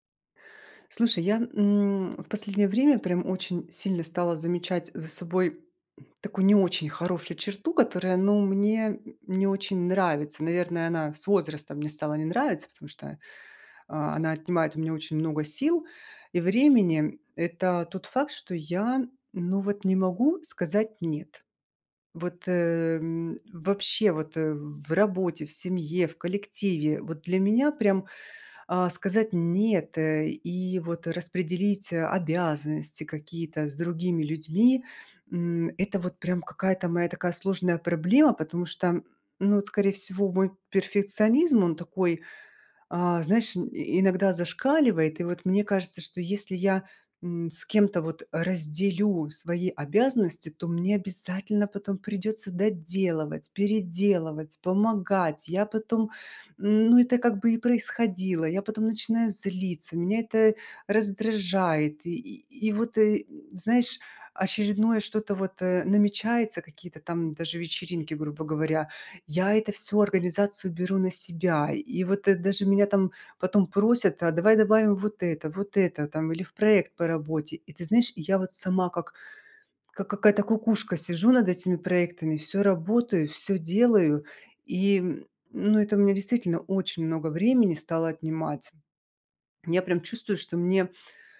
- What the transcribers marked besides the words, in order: none
- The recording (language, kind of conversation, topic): Russian, advice, Как научиться говорить «нет» и перестать постоянно брать на себя лишние обязанности?